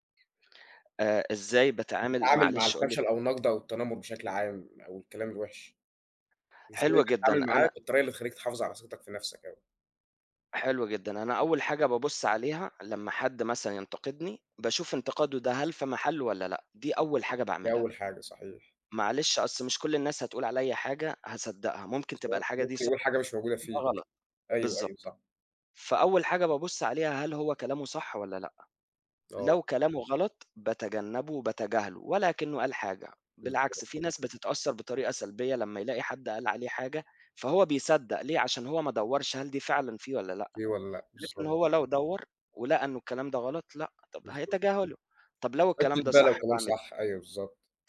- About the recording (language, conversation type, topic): Arabic, unstructured, إيه الطرق اللي بتساعدك تزود ثقتك بنفسك؟
- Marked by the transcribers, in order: none